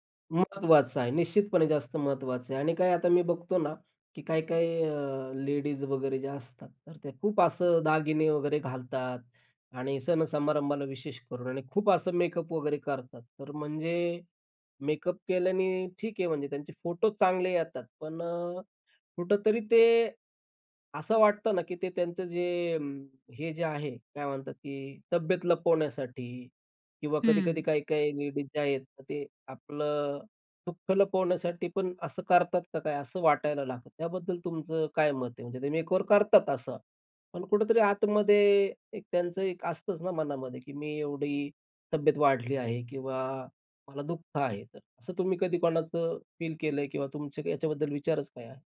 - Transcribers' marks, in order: tapping; in English: "मेकओव्हर"
- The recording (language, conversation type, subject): Marathi, podcast, मेकओव्हरपेक्षा मनातला बदल कधी अधिक महत्त्वाचा ठरतो?